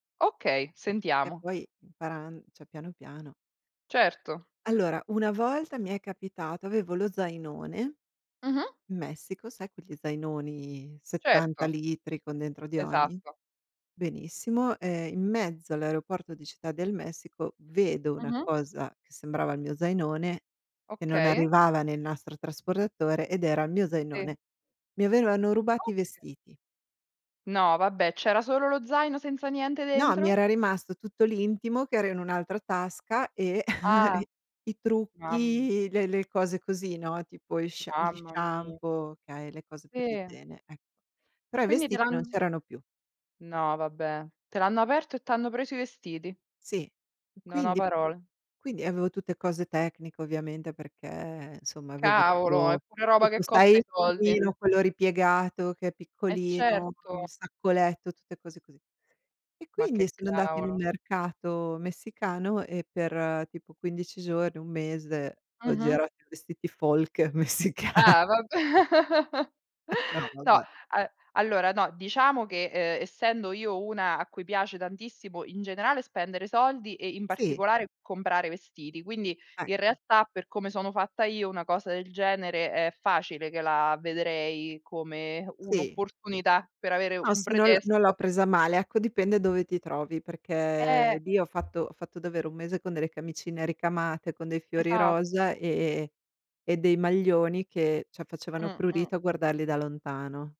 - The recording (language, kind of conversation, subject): Italian, unstructured, Qual è il problema più grande quando perdi il bagaglio durante un viaggio?
- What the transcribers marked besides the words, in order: tapping; "cioè" said as "ceh"; other background noise; chuckle; drawn out: "perché"; "insomma" said as "nsomma"; in English: "folk"; laughing while speaking: "messica"; laughing while speaking: "vabbè"; chuckle; "cioè" said as "ceh"